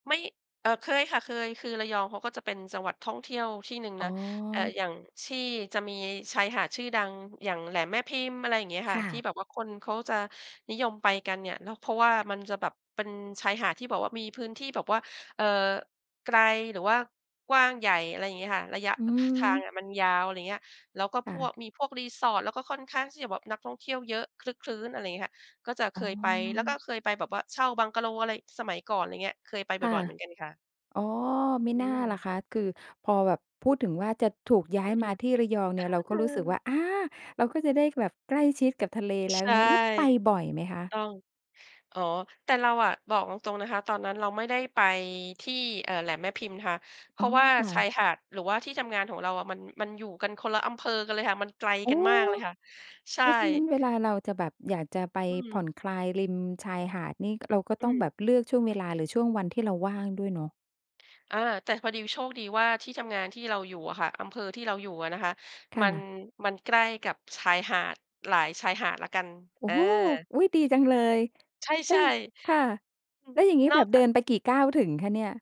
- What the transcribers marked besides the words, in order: put-on voice: "อา เออ"; other background noise
- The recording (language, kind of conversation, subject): Thai, podcast, ธรรมชาติช่วยให้คุณผ่อนคลายได้อย่างไร?